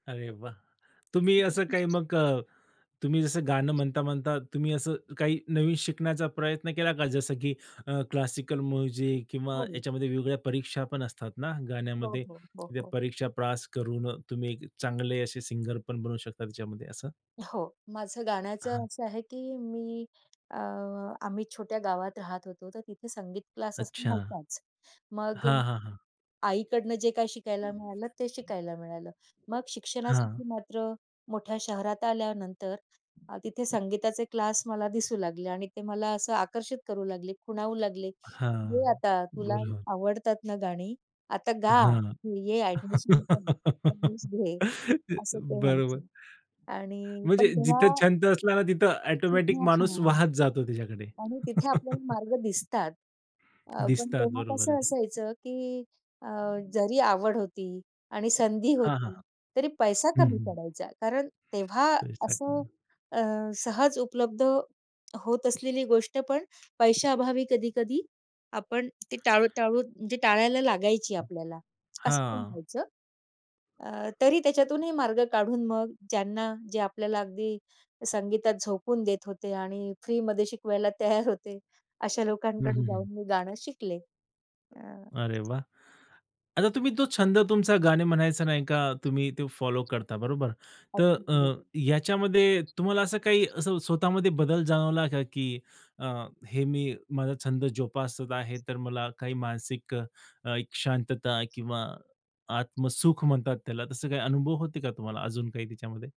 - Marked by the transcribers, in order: other background noise; unintelligible speech; in English: "क्लासिकल म्युझिक"; tapping; "पास" said as "प्रास"; other noise; laugh; laugh; in English: "एक्झॅक्टली"; laughing while speaking: "तयार होते"
- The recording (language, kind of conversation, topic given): Marathi, podcast, भविष्यात तुम्हाला नक्की कोणता नवा छंद करून पाहायचा आहे?
- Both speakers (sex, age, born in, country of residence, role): female, 55-59, India, India, guest; male, 30-34, India, India, host